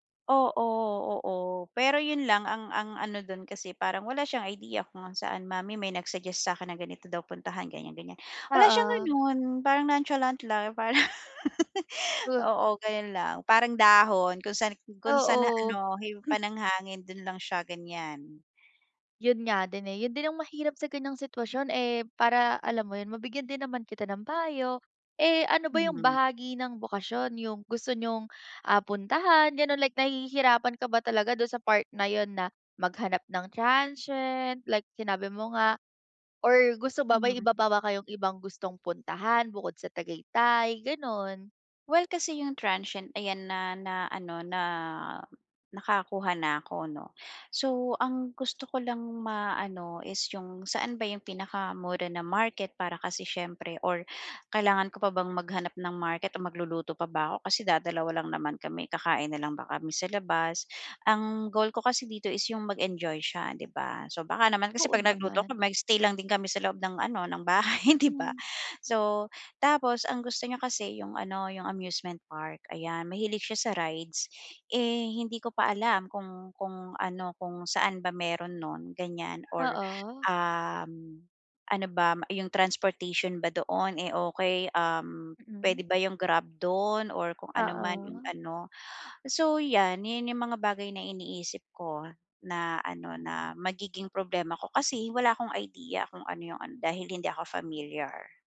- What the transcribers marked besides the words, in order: laughing while speaking: "parang"; laugh; chuckle; "bakasyon" said as "bokasyon"
- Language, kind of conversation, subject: Filipino, advice, Paano ko aayusin ang hindi inaasahang problema sa bakasyon para ma-enjoy ko pa rin ito?